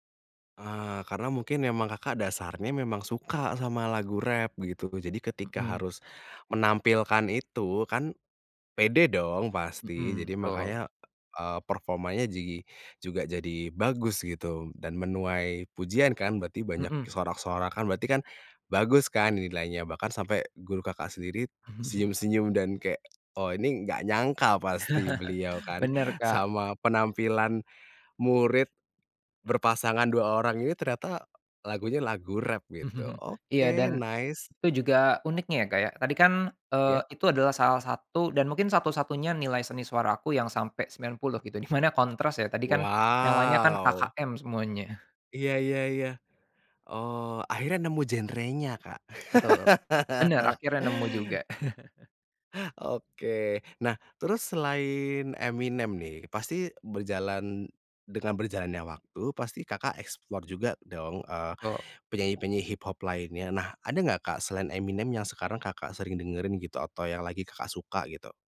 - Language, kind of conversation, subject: Indonesian, podcast, Lagu apa yang membuat kamu merasa seperti pulang atau merasa nyaman?
- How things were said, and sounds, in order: other background noise; chuckle; chuckle; chuckle; in English: "nice"; drawn out: "Wow"; laugh; chuckle; in English: "explore"; "Betul" said as "betu"